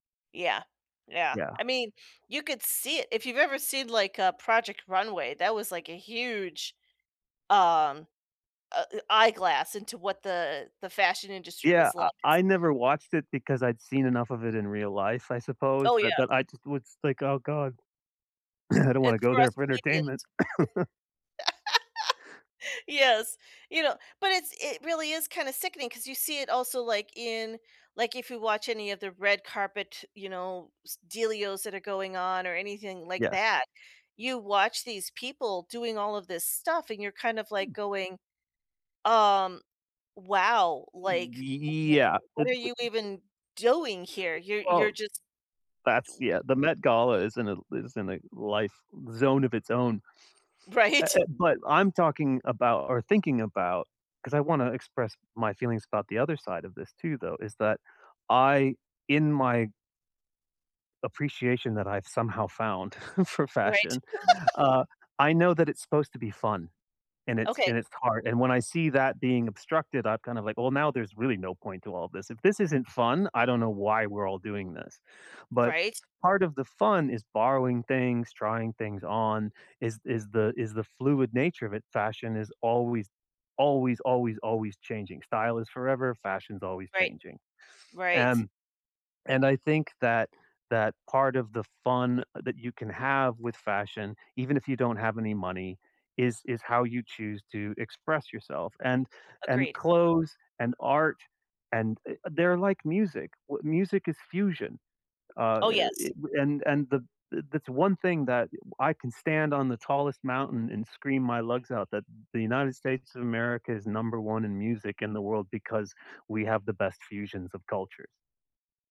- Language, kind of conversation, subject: English, unstructured, How can I avoid cultural appropriation in fashion?
- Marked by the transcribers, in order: throat clearing; unintelligible speech; laugh; cough; laugh; other noise; drawn out: "Yeah"; unintelligible speech; laughing while speaking: "Right?"; chuckle; giggle; unintelligible speech